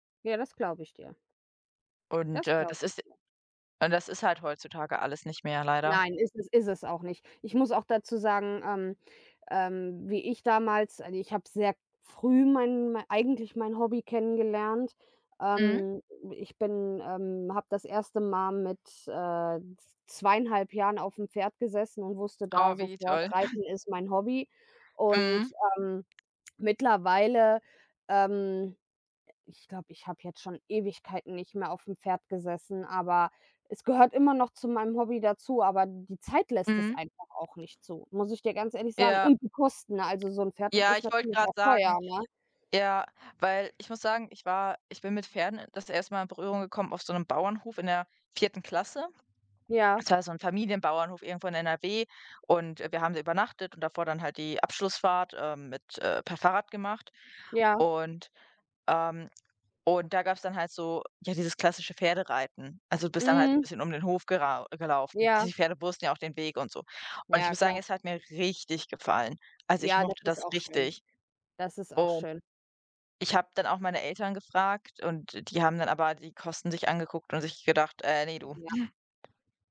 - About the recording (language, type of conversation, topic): German, unstructured, Wie hast du dein Lieblingshobby entdeckt?
- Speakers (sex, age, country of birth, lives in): female, 25-29, Germany, Germany; female, 30-34, Germany, Germany
- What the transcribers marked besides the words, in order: chuckle; other background noise; stressed: "richtig"; unintelligible speech